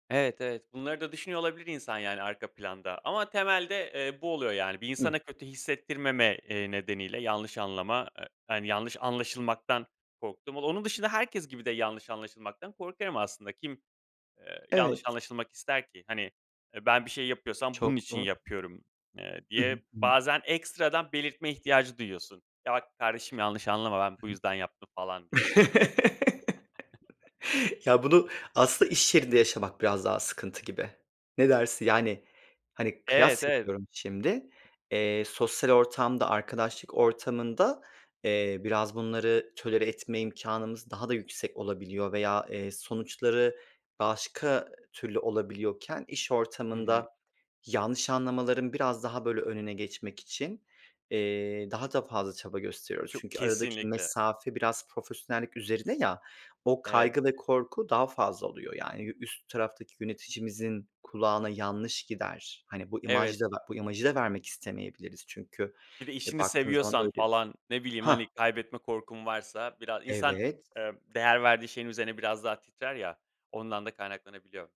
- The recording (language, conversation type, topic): Turkish, unstructured, Başkalarının seni yanlış anlamasından korkuyor musun?
- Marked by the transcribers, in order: laugh; chuckle